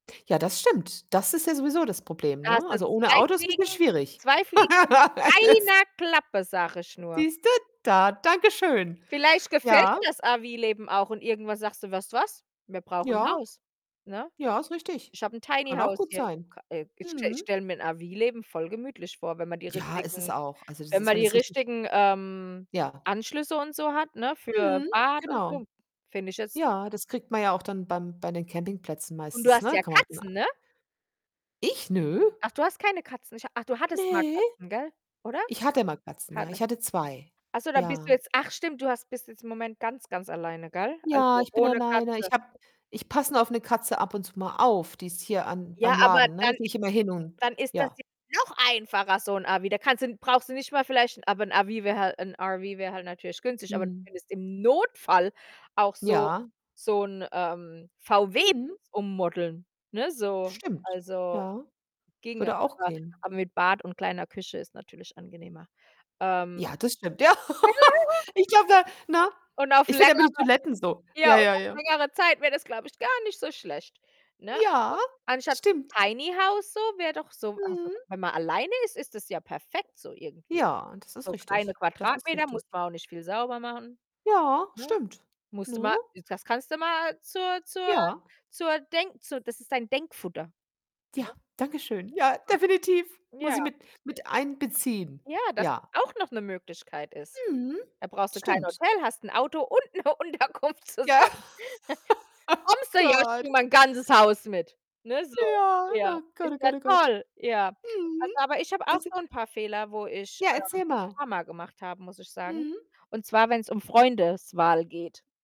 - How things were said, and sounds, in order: distorted speech; laugh; laughing while speaking: "Das"; other background noise; stressed: "Notfall"; laughing while speaking: "Ja"; laughing while speaking: "Ja, ja"; laugh; laughing while speaking: "Ja, definitiv"; unintelligible speech; laughing while speaking: "und ‘ne Unterkunft zusammen"; laughing while speaking: "Ja"; laugh; chuckle; joyful: "Ja, na Gott, oh Gott, oh Gott. Mhm. Weißt du"
- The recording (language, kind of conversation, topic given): German, unstructured, Welche wichtige Lektion hast du aus einem Fehler gelernt?